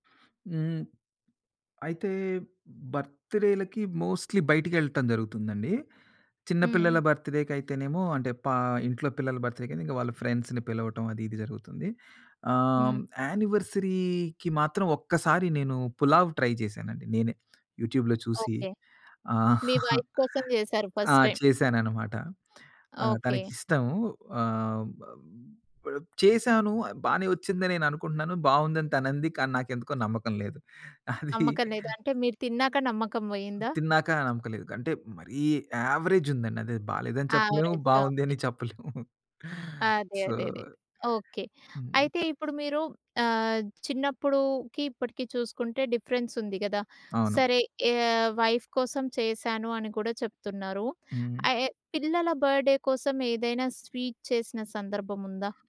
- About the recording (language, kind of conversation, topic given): Telugu, podcast, పండుగల ఆహారంతో మీకు ముడిపడిన ప్రత్యేక జ్ఞాపకం ఏది?
- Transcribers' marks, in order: in English: "మోస్ట్‌లీ"; in English: "ఫ్రెండ్స్‌ని"; in English: "యానివర్సరీకి"; in English: "ట్రై"; in English: "వైఫ్"; in English: "యూట్యూబ్‌లో"; in English: "ఫస్ట్ టైమ్"; chuckle; other background noise; chuckle; in English: "యావరేజ్"; in English: "యావరేజ్‌గా"; chuckle; in English: "సో"; in English: "డిఫరెన్స్"; in English: "వైఫ్"; in English: "బర్త్‌డే"